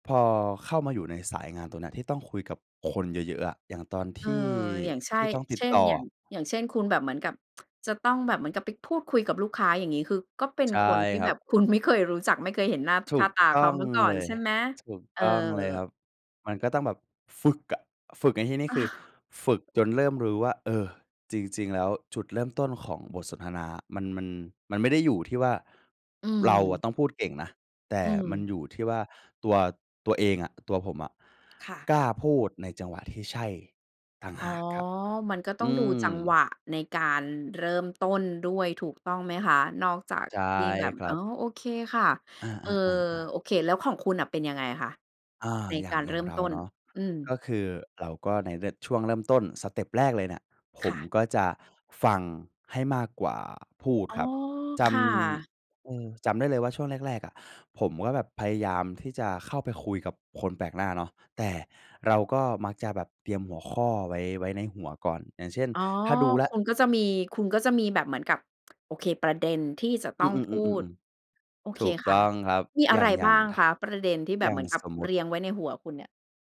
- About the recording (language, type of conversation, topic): Thai, podcast, จะเริ่มคุยกับคนแปลกหน้าอย่างไรให้คุยกันต่อได้?
- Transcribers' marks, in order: chuckle; tsk